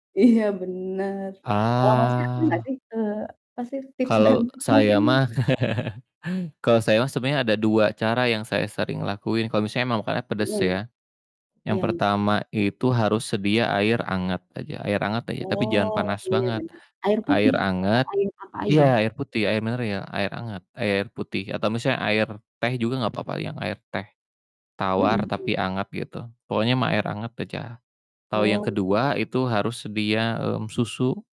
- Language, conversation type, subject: Indonesian, unstructured, Apa pengalaman paling berkesanmu saat menyantap makanan pedas?
- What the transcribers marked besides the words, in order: laughing while speaking: "Iya"; distorted speech; laughing while speaking: "dan"; laugh; "mineral" said as "mineril"